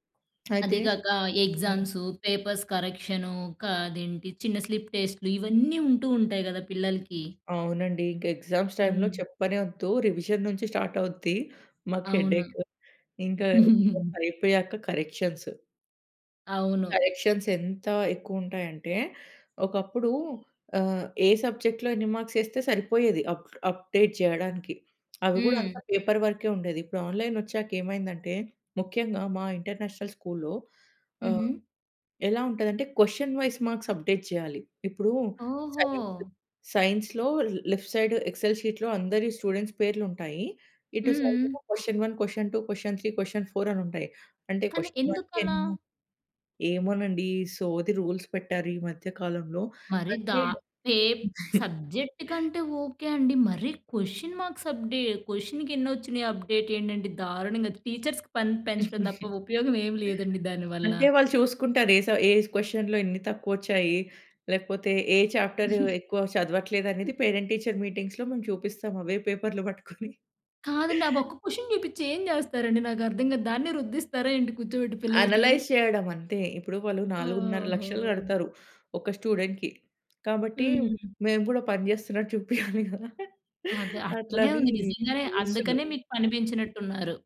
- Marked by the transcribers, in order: in English: "పేపర్స్"; in English: "ఎగ్జామ్స్ టైంలో"; in English: "రివిజన్"; in English: "స్టార్ట్"; in English: "హెడ్ ఏఖ్"; giggle; in English: "కరెక్షన్స్"; in English: "కరెక్షన్స్"; in English: "సబ్జెక్ట్‌లో"; in English: "మార్క్స్"; in English: "అప్ అప్డేట్"; tapping; in English: "పేపర్ వర్క్"; in English: "ఆన్‌లైన్"; in English: "ఇంటర్నేషనల్ స్కూల్‌లో"; in English: "క్వెషన్ వైస్ మార్క్స్ అప్డేట్"; in English: "సైన్స్ సైన్స్‌లో ల్ లెఫ్ట్ సైడ్ ఎక్సెల్ షీట్‌లో"; in English: "స్టూడెంట్స్"; in English: "సైడ్ క్వెషన్ వన్, క్వెషన్ టూ, క్వెషన్ త్రీ, క్వెషన్ ఫోర్"; in English: "క్వెషన్"; in English: "రూల్స్"; in English: "క్వెషన్ మార్క్స్"; other background noise; giggle; in English: "అప్డేట్"; in English: "టీచర్స్‌కి"; giggle; in English: "క్వెషన్‌లో"; in English: "చాప్టర్"; chuckle; in English: "పేరెంట్ టీచర్ మీటింగ్స్‌లో"; other noise; chuckle; in English: "క్వెషన్"; in English: "అనలైజ్"; in English: "స్టూడెంట్‌కి"; chuckle
- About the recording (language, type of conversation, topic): Telugu, podcast, పని తర్వాత విశ్రాంతి పొందడానికి మీరు సాధారణంగా ఏమి చేస్తారు?